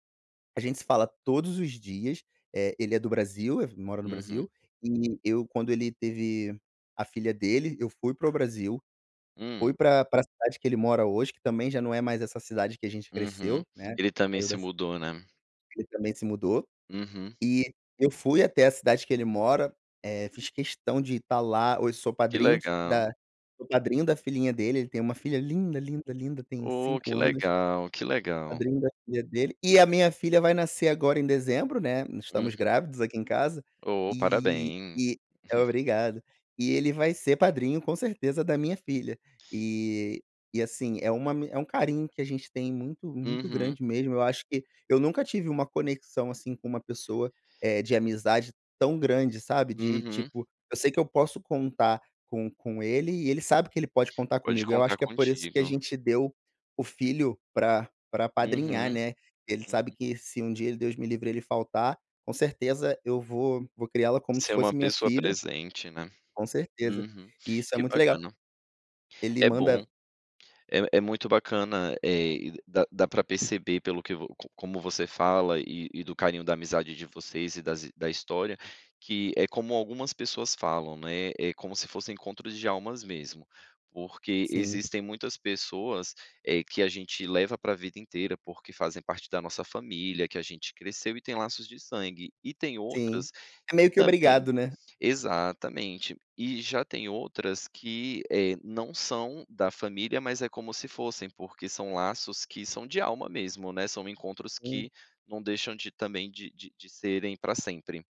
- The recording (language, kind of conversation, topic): Portuguese, podcast, Me conta sobre uma amizade que marcou sua vida?
- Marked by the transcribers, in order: tapping; laugh